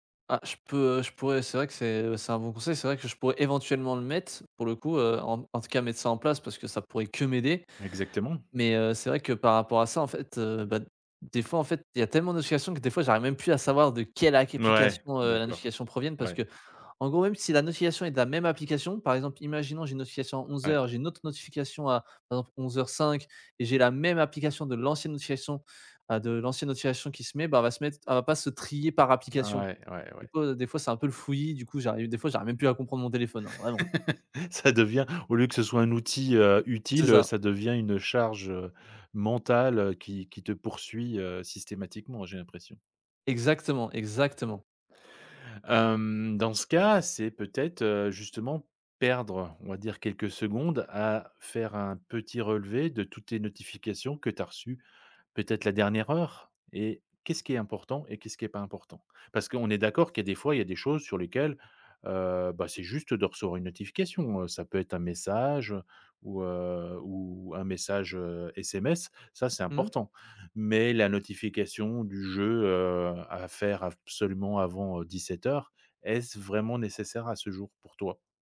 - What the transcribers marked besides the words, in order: stressed: "éventuellement"; stressed: "que"; stressed: "trier"; chuckle
- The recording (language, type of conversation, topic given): French, advice, Comment les notifications constantes nuisent-elles à ma concentration ?